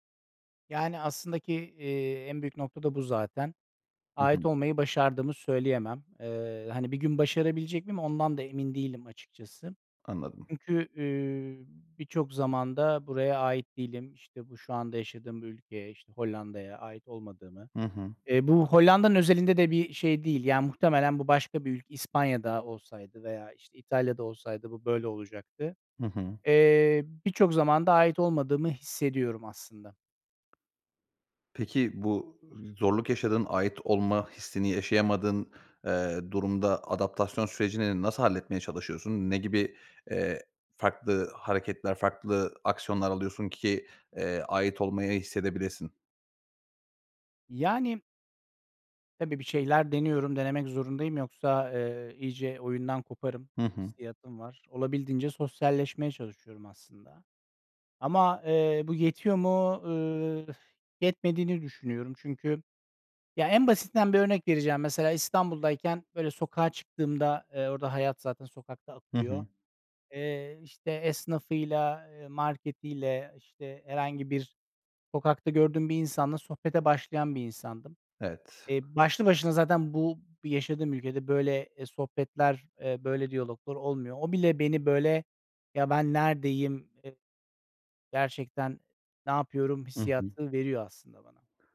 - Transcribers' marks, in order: other background noise
- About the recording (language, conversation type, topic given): Turkish, podcast, Bir yere ait olmak senin için ne anlama geliyor ve bunu ne şekilde hissediyorsun?